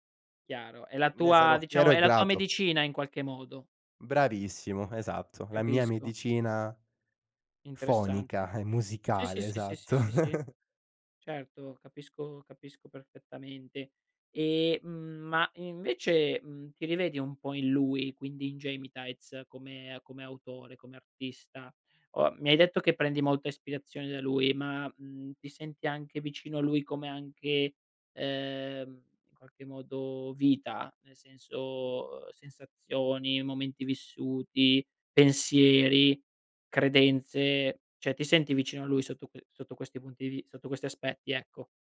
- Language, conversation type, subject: Italian, podcast, Quale album ha segnato un periodo della tua vita?
- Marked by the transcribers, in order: "Bravissimo" said as "brarissimo"; chuckle